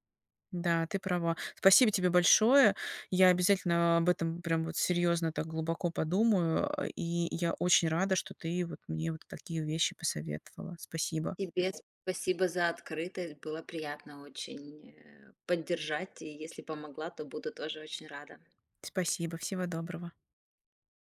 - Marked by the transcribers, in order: other background noise
- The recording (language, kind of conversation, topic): Russian, advice, Как найти смысл жизни вне карьеры?